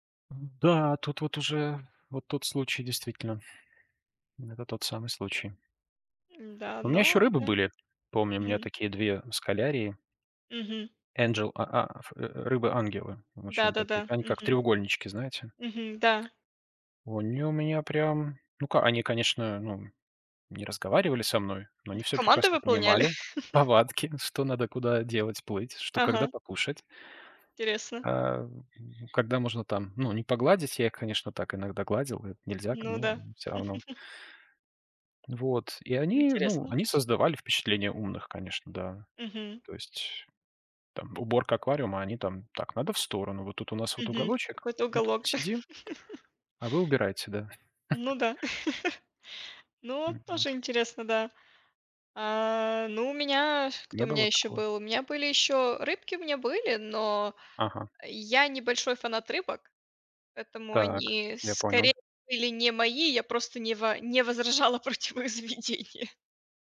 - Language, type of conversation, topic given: Russian, unstructured, Какие животные тебе кажутся самыми умными и почему?
- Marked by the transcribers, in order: in English: "Энджел"; tapping; chuckle; other background noise; laugh; laugh; laugh; laughing while speaking: "возражала против их заведения"